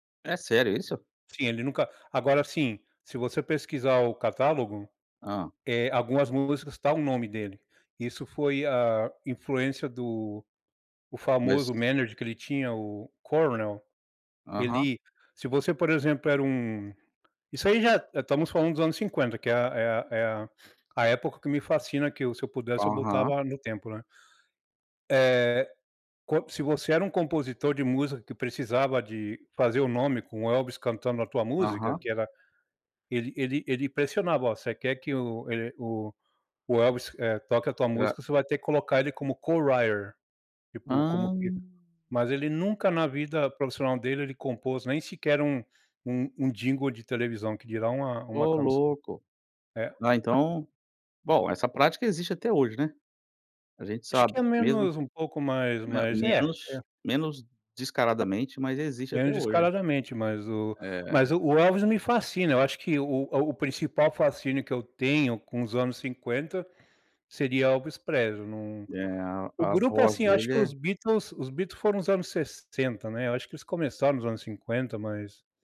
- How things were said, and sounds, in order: in English: "manager"; put-on voice: "Colonel"; tapping; in English: "co-writer"
- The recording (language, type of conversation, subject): Portuguese, unstructured, Se você pudesse viajar no tempo, para que época iria?